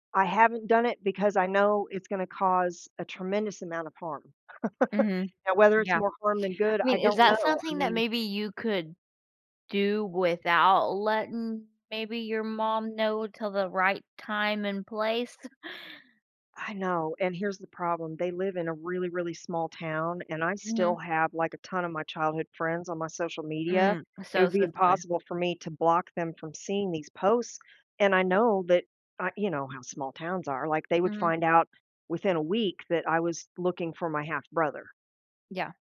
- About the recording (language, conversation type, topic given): English, advice, How can I forgive someone who hurt me?
- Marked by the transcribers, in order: laugh; chuckle; tapping; other background noise